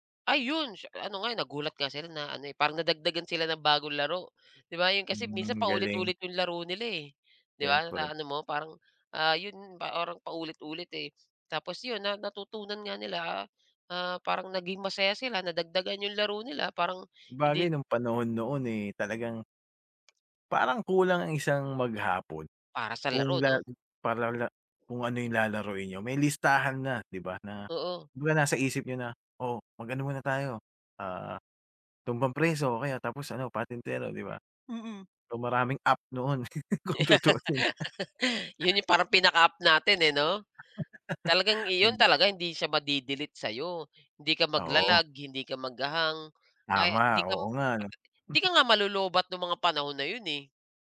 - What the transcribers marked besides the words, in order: laugh; chuckle; laugh; unintelligible speech; chuckle
- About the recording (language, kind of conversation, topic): Filipino, podcast, Anong larong kalye ang hindi nawawala sa inyong purok, at paano ito nilalaro?